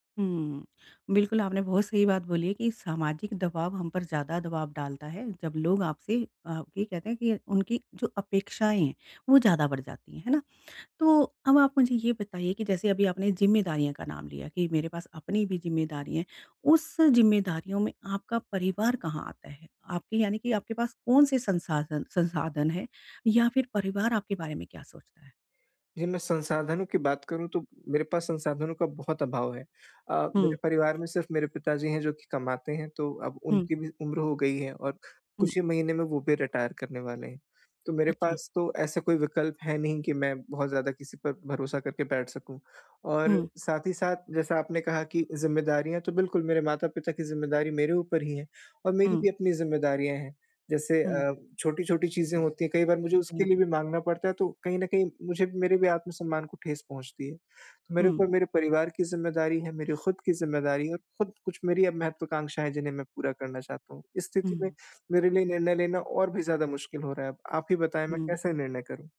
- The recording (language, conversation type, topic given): Hindi, advice, अनिश्चितता में निर्णय लेने की रणनीति
- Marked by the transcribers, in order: other background noise